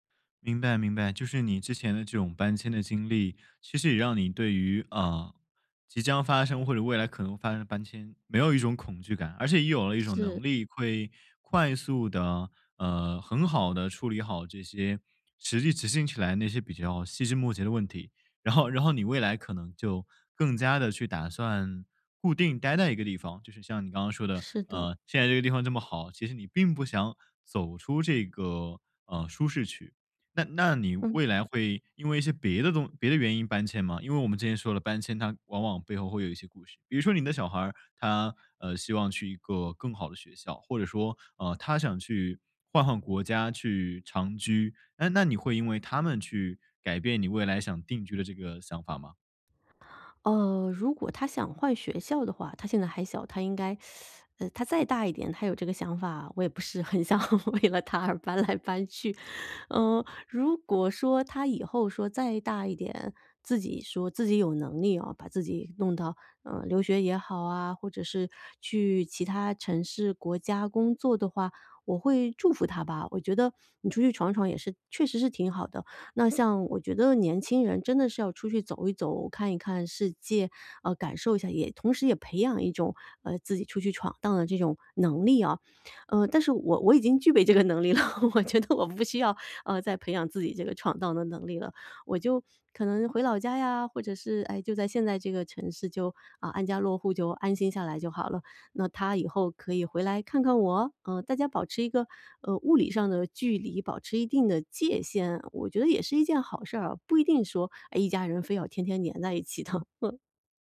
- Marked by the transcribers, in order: teeth sucking; laughing while speaking: "很想为了他而搬来搬去"; laugh; laughing while speaking: "我觉得我不需要"; laughing while speaking: "的"
- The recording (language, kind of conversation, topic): Chinese, podcast, 你们家有过迁徙或漂泊的故事吗？